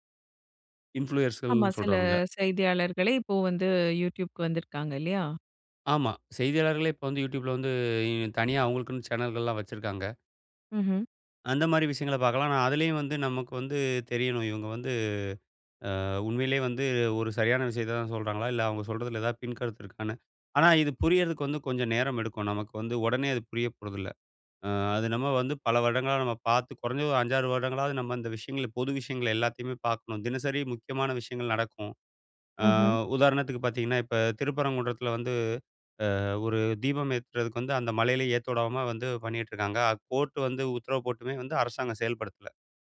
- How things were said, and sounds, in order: in English: "இன்ஃபுளுயர்ஸ்கள்னு"; "Youtubeல" said as "யூடியுப்ல"; drawn out: "அ"; "பண்ணிக்கிட்டு" said as "பண்ணிட்"
- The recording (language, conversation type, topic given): Tamil, podcast, செய்தி ஊடகங்கள் நம்பகமானவையா?